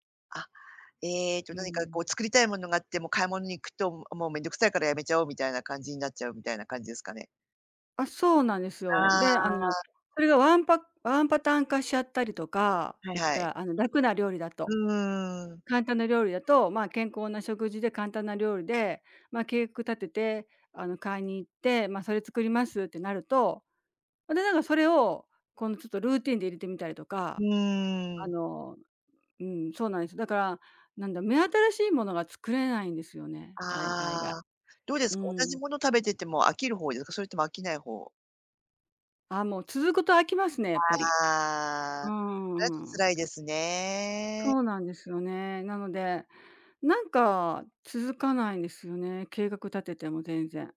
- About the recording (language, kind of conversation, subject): Japanese, advice, 食事計画を続けられないのはなぜですか？
- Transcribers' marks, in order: other background noise; in English: "ルーティーン"